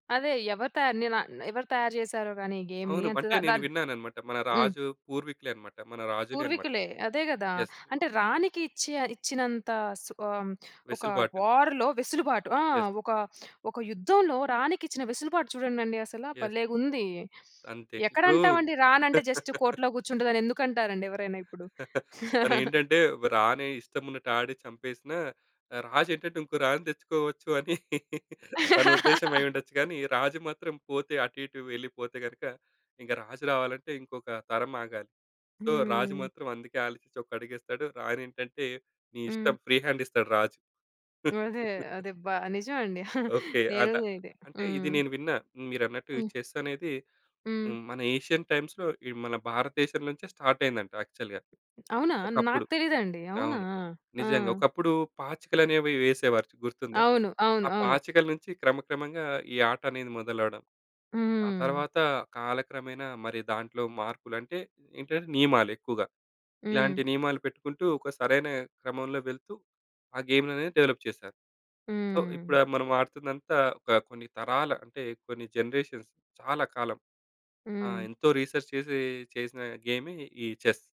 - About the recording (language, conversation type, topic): Telugu, podcast, వినోదంతో పాటు విద్యా విలువ ఇచ్చే ఆటలు ఎటువంటివి?
- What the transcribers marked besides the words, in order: in English: "గేమ్‌ని"; in English: "యెస్"; in English: "వార్‌లో"; in English: "యెస్"; in English: "యెస్"; in English: "జస్ట్ కోటలో"; giggle; chuckle; giggle; giggle; laugh; in English: "సో"; in English: "ఫ్రీ హ్యాండ్"; giggle; chuckle; in English: "చెస్"; in English: "ఏషియన్ టైమ్స్‌లో"; in English: "స్టార్ట్"; tapping; in English: "యాక్చువల్‌గా"; in English: "గేమ్"; in English: "డెవలప్"; in English: "సో"; in English: "జనరేషన్స్"; in English: "రిసెర్చ్"; in English: "చెస్"